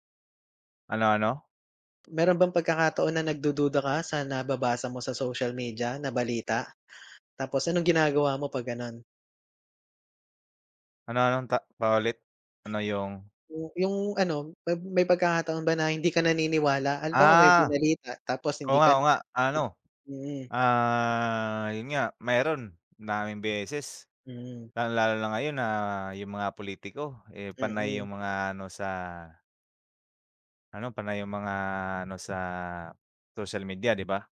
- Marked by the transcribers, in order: other background noise; tapping
- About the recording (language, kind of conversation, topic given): Filipino, unstructured, Ano ang palagay mo sa epekto ng midyang panlipunan sa balita?